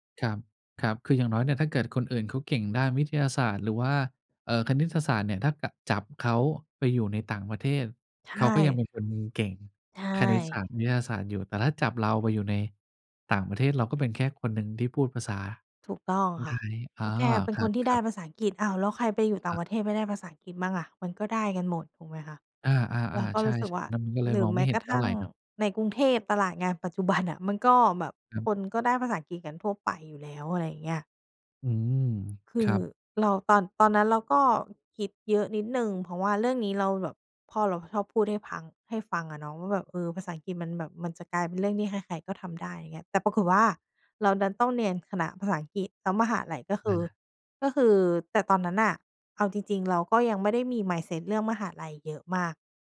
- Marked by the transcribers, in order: none
- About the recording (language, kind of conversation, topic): Thai, podcast, คุณเคยเปลี่ยนมาตรฐานความสำเร็จของตัวเองไหม และทำไมถึงเปลี่ยน?